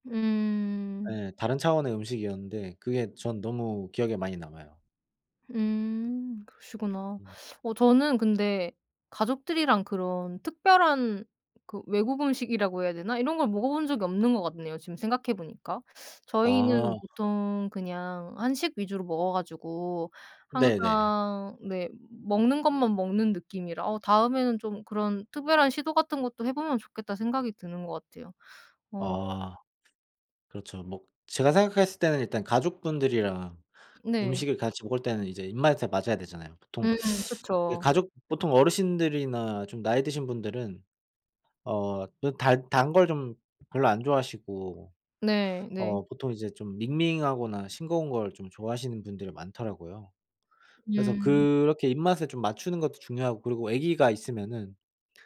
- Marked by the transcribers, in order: tapping; teeth sucking; other background noise; teeth sucking
- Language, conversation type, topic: Korean, unstructured, 가족과 함께 먹었던 음식 중에서 가장 기억에 남는 요리는 무엇인가요?